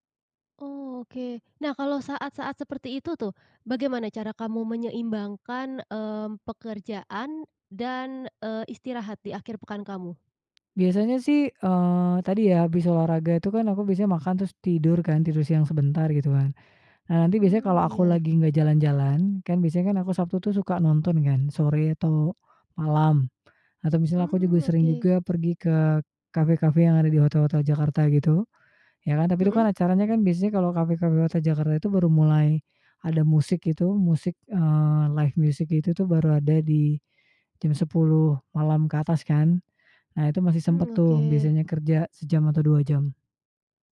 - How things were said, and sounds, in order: tapping; in English: "live music"
- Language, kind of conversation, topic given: Indonesian, podcast, Bagaimana kamu memanfaatkan akhir pekan untuk memulihkan energi?